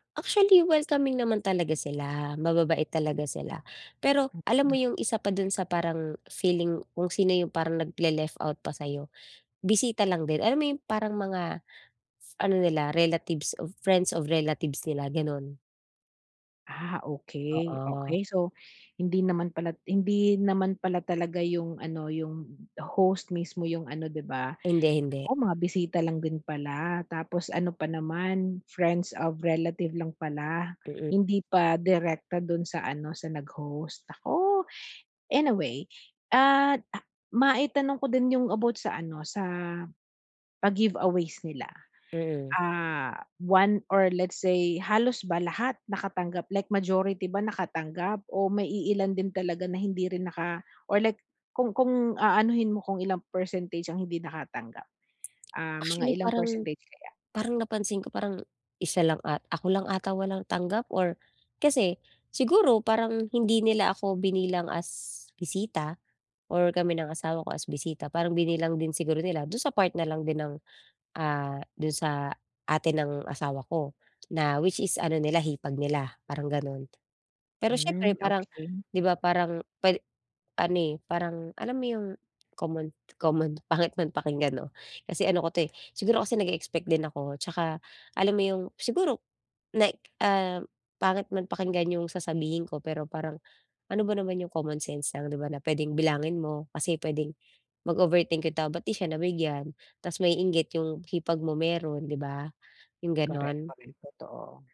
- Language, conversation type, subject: Filipino, advice, Bakit lagi akong pakiramdam na hindi ako kabilang kapag nasa mga salu-salo?
- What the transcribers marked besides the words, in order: other background noise